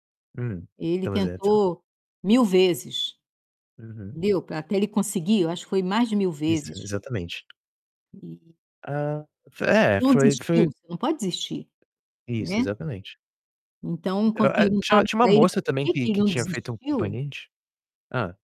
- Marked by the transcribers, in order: tapping; distorted speech; "componente" said as "companente"
- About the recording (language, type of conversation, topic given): Portuguese, unstructured, O que mais te anima em relação ao futuro?